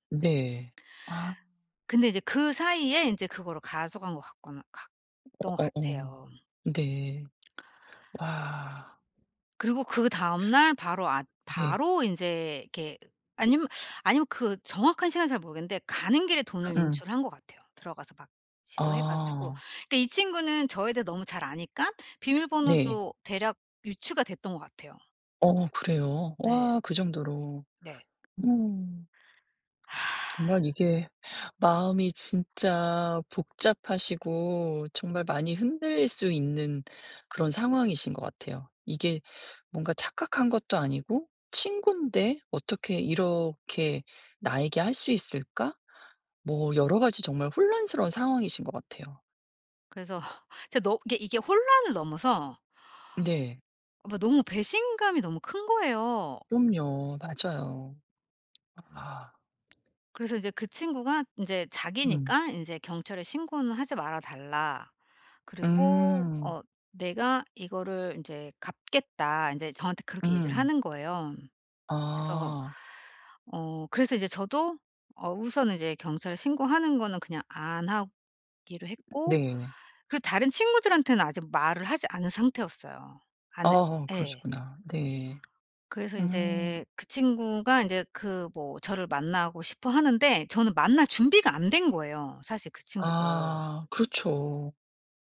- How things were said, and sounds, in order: other background noise; tapping; sigh; sigh
- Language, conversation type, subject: Korean, advice, 다른 사람을 다시 신뢰하려면 어디서부터 안전하게 시작해야 할까요?